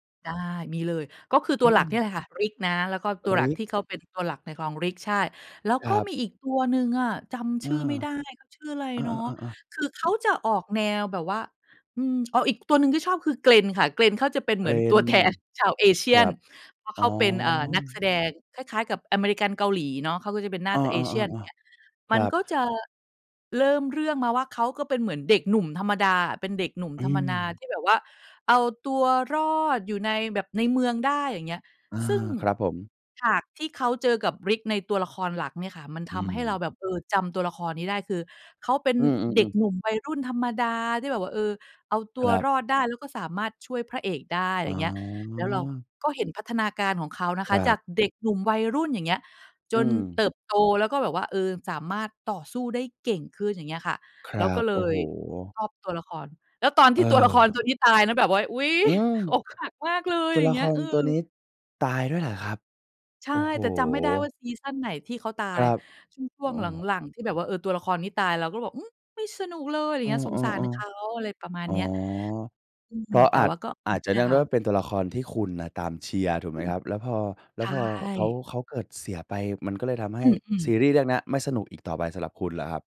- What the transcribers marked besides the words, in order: other background noise; "ธรรมดา" said as "ธรรมนา"; laughing while speaking: "ตัวละคร"
- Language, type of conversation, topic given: Thai, podcast, ซีรีส์เรื่องไหนทำให้คุณติดงอมแงมจนวางไม่ลง?